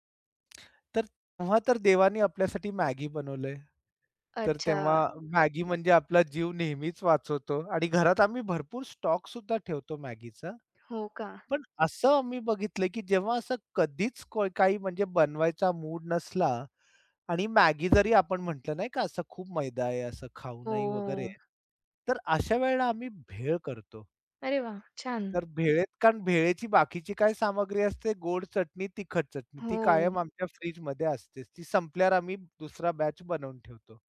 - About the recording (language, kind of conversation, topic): Marathi, podcast, स्वयंपाक अधिक सर्जनशील करण्यासाठी तुमचे काही नियम आहेत का?
- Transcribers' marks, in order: none